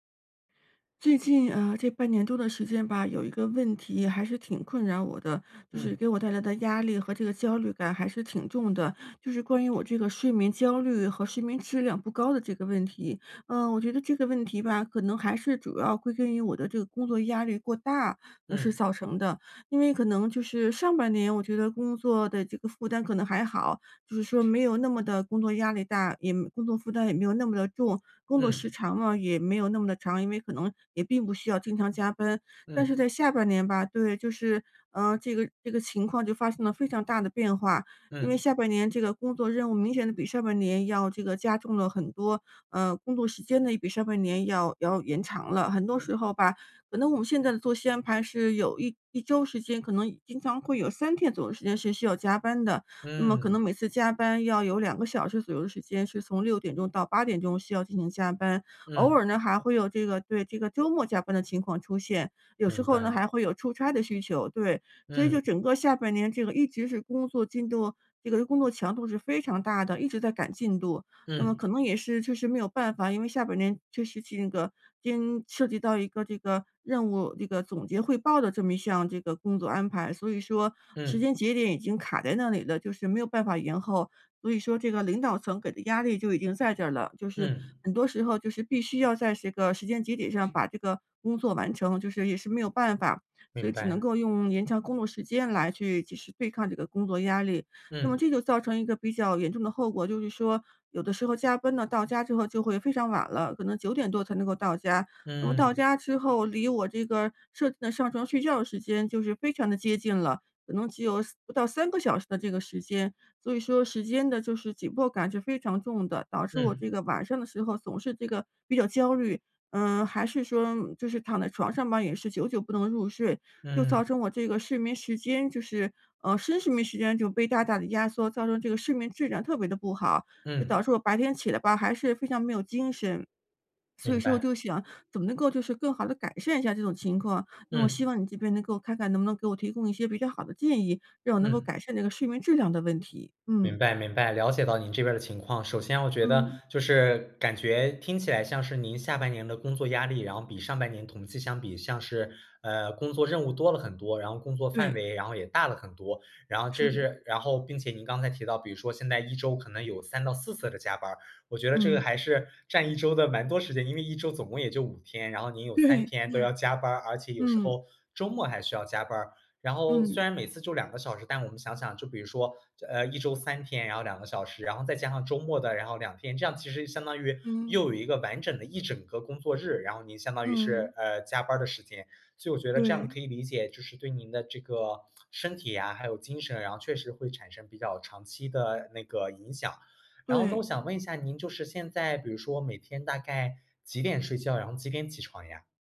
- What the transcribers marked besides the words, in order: other background noise; unintelligible speech; laughing while speaking: "对"
- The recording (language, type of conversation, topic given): Chinese, advice, 我晚上睡不好、白天总是没精神，该怎么办？